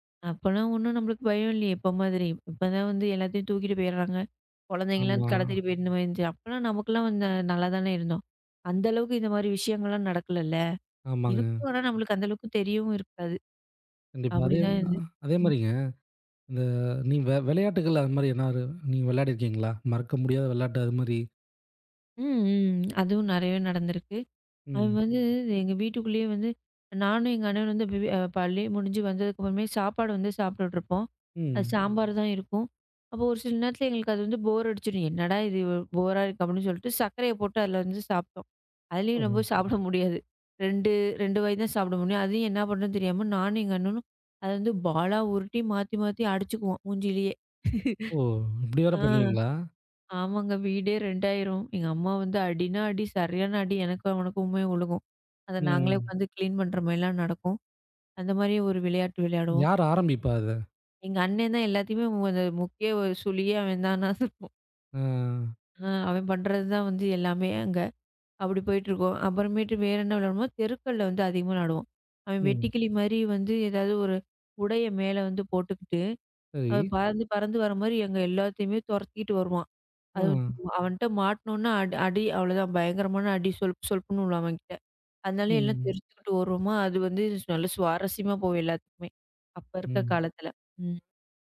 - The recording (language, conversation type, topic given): Tamil, podcast, சின்ன வயதில் விளையாடிய நினைவுகளைப் பற்றி சொல்லுங்க?
- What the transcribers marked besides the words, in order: "அப்போ எல்லாம்" said as "அப்பல்லாம்"; "அப்போ எல்லாம்" said as "அப்பல்லாம்"; other background noise; "இருந்தது" said as "இருந்து"; "விளையாட்டு" said as "வெளாட்டு"; laughing while speaking: "ரொம்ப சாப்பிட முடியாது"; "முகத்துலயே" said as "மூஞ்சிலயே"; laugh; "விழும்" said as "உழுகும்"; drawn out: "ம்"; in another language: "கிளீன்"; chuckle; drawn out: "ஆ"